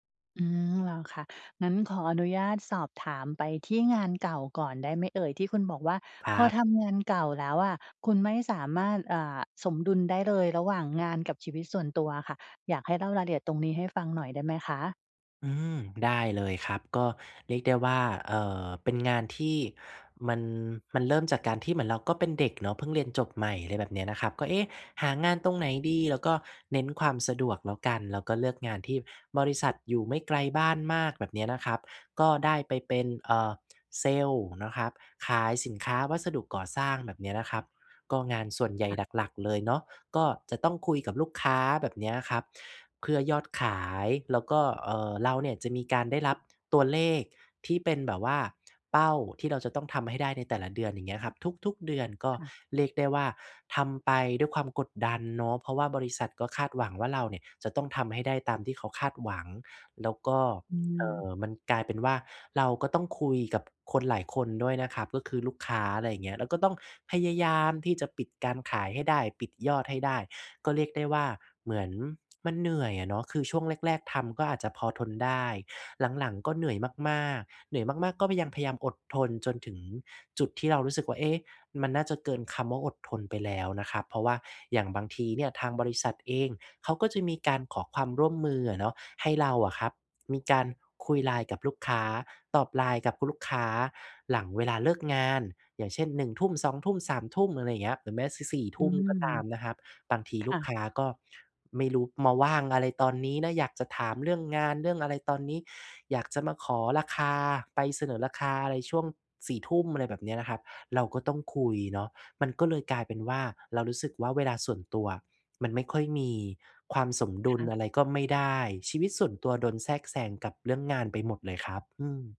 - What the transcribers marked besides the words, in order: tapping
- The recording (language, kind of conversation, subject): Thai, podcast, คุณหาความสมดุลระหว่างงานกับชีวิตส่วนตัวยังไง?